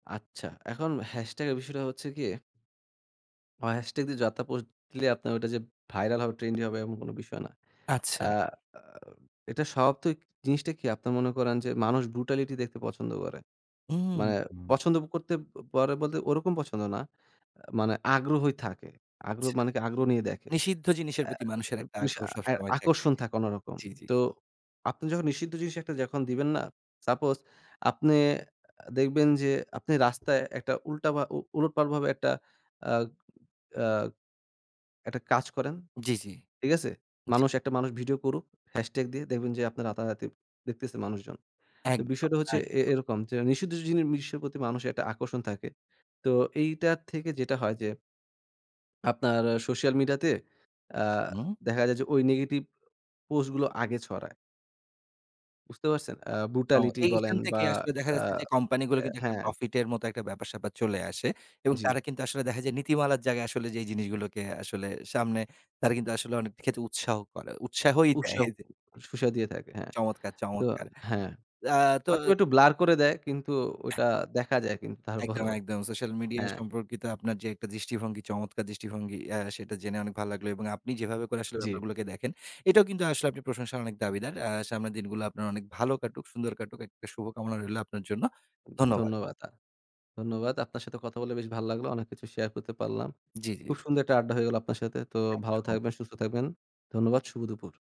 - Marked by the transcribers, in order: in English: "ব্রুটালিটি"; "উলটপালট" said as "উলটপাল"; other noise; in English: "ব্রুটালিটি"; laughing while speaking: "তারপরও"; other background noise
- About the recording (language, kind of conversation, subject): Bengali, podcast, সোশ্যাল মিডিয়ায় হ্যাশট্যাগ আন্দোলনগুলো কি কার্যকর পরিবর্তন নিয়ে আসে?